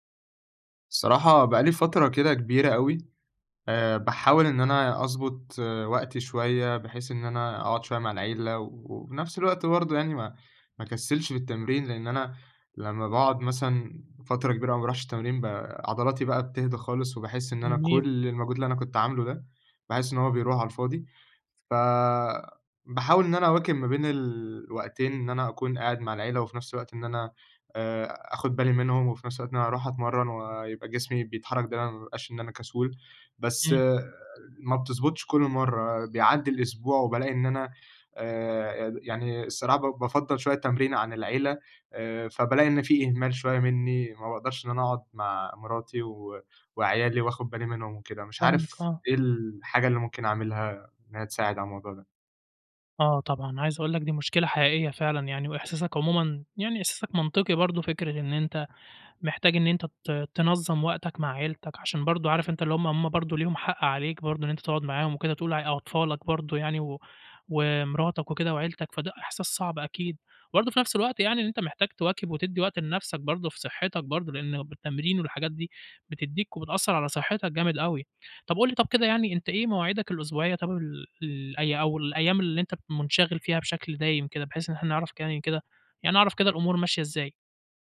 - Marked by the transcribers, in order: other background noise
- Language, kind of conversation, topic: Arabic, advice, إزاي أقدر أنظّم مواعيد التمرين مع شغل كتير أو التزامات عائلية؟